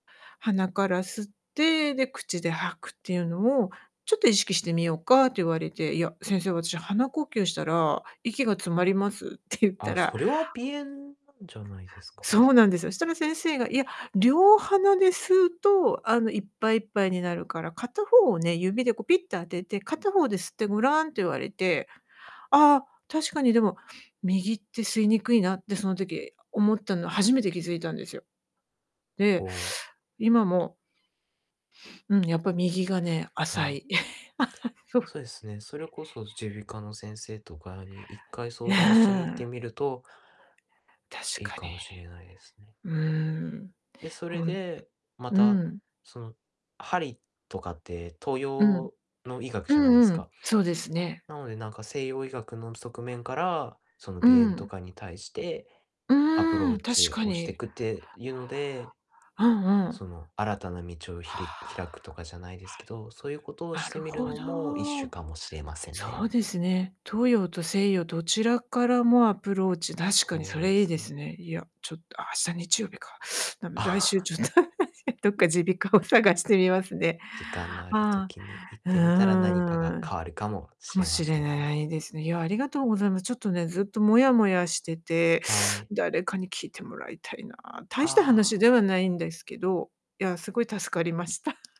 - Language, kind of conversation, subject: Japanese, advice, たくさんの健康情報に混乱していて、何を信じればいいのか迷っていますが、どうすれば見極められますか？
- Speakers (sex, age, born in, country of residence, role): female, 50-54, Japan, Japan, user; male, 20-24, Japan, Japan, advisor
- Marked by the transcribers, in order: inhale; chuckle; unintelligible speech; tapping; "切り" said as "ひり"; chuckle; laughing while speaking: "どっか耳鼻科を探してみますね"; laughing while speaking: "ああ"; chuckle